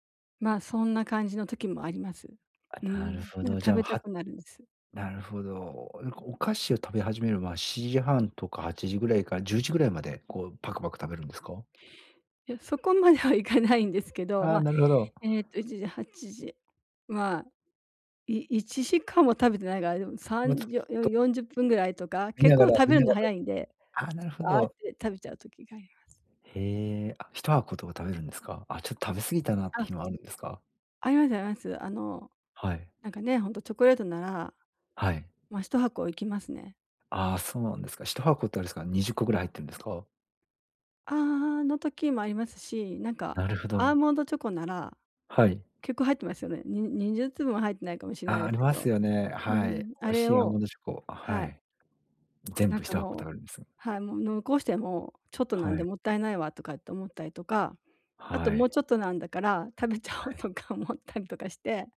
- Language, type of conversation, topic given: Japanese, advice, 空腹でつい間食しすぎてしまうのを防ぐにはどうすればよいですか？
- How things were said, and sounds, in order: laughing while speaking: "いかないんですけど"; laughing while speaking: "食べちゃおうとか思ったりとかして"